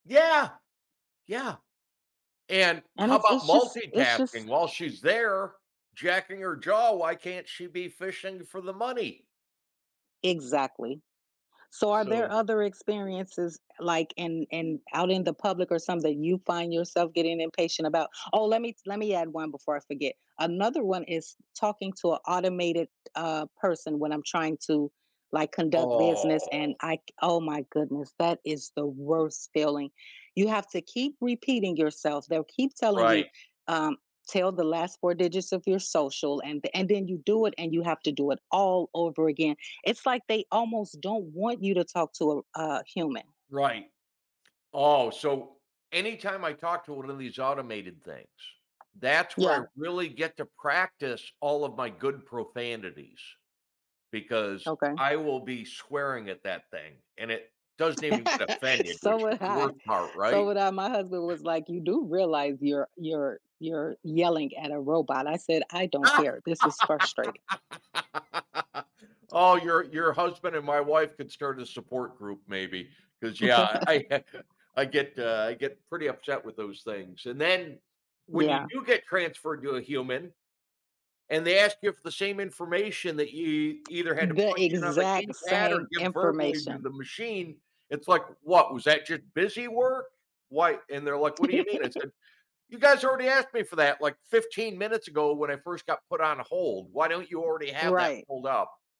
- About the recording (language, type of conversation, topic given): English, unstructured, How can developing patience help us handle life's challenges more effectively?
- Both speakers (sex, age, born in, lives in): female, 50-54, United States, United States; male, 55-59, United States, United States
- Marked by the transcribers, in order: other background noise; tapping; laugh; chuckle; laugh; chuckle; laugh; laugh